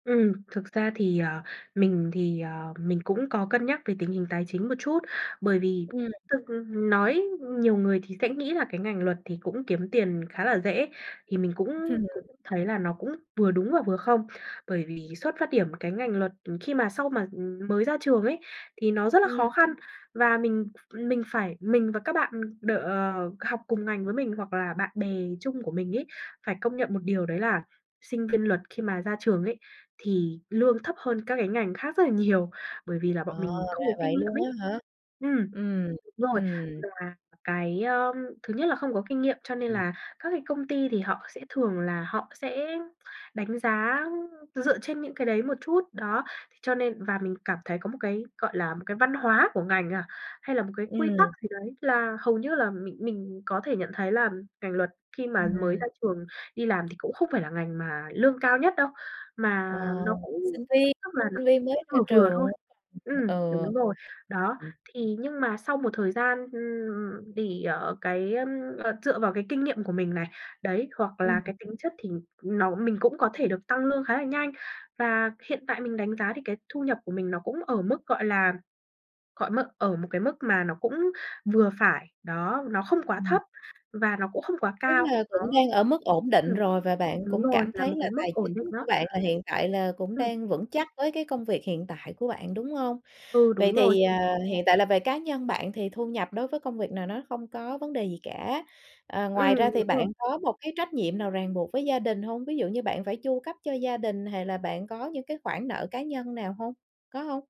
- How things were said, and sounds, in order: tapping; other background noise; unintelligible speech; unintelligible speech; unintelligible speech; "hay" said as "hày"
- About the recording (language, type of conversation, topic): Vietnamese, advice, Tôi đang cân nhắc đổi nghề nhưng sợ rủi ro và thất bại, tôi nên bắt đầu từ đâu?